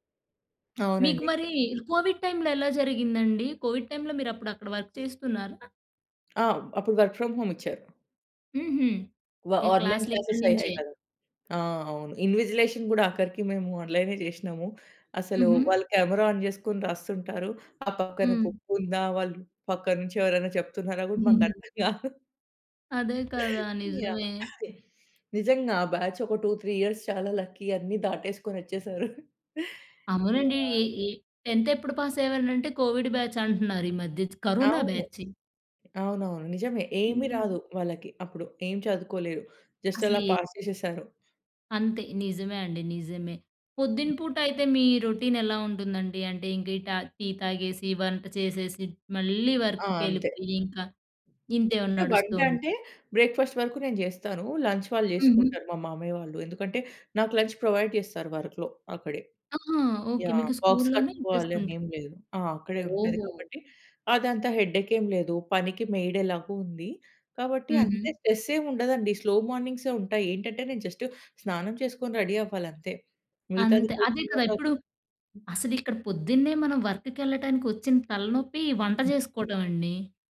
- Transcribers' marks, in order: tapping; in English: "కోవిడ్ టైంలో"; in English: "కోవిడ్ టైంలో"; in English: "వర్క్"; in English: "వర్క్ ఫ్రమ్ హోమ్"; in English: "ఆన్‌లైన్ క్లాస్"; in English: "ఇన్విజిలేషన్"; in English: "ఆన్"; in English: "బుక్"; giggle; in English: "బ్యాచ్"; in English: "టూ త్రీ ఇయర్స్"; in English: "లక్కీ"; giggle; in English: "టెంత్"; in English: "పాస్"; in English: "కోవిడ్ బ్యాచ్"; in English: "జస్ట్"; in English: "పాస్"; other background noise; in English: "రొటీన్"; in English: "బ్రేక్‌ఫాస్ట్"; in English: "లంచ్"; in English: "లంచ్ ప్రొవైడ్"; in English: "వర్క్‌లో"; in English: "బాక్స్"; in English: "హెడేక్"; in English: "స్ట్రెస్"; in English: "స్లో మార్నింగ్సే"; in English: "జస్ట్"; in English: "రెడీ"; unintelligible speech; in English: "వర్క్‌కి"; other noise
- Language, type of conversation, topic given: Telugu, podcast, పని తర్వాత విశ్రాంతి పొందడానికి మీరు సాధారణంగా ఏమి చేస్తారు?